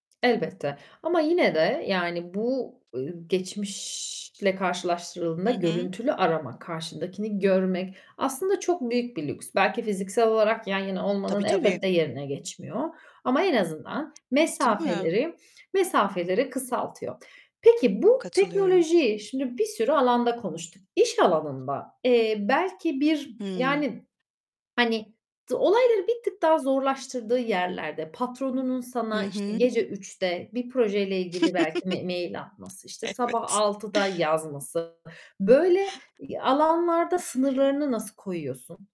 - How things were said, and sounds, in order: other background noise; tapping; static; chuckle; laughing while speaking: "Evet"; distorted speech
- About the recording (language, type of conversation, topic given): Turkish, podcast, Teknolojinin ilişkiler üzerindeki etkisini genel olarak nasıl değerlendiriyorsun?